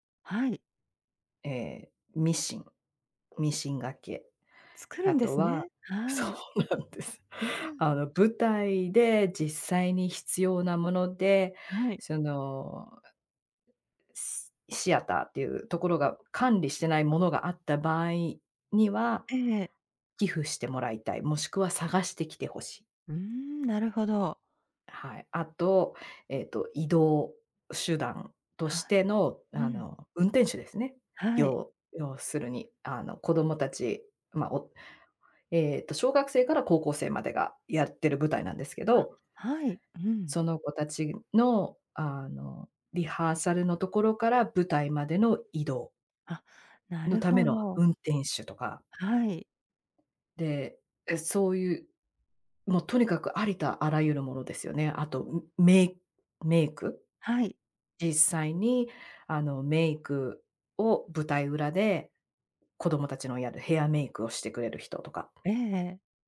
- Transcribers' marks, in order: laughing while speaking: "そうなんです"; other background noise; tapping; "ありとあらゆる" said as "ありたあらゆる"
- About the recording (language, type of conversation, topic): Japanese, advice, チーム内で業務量を公平に配分するために、どのように話し合えばよいですか？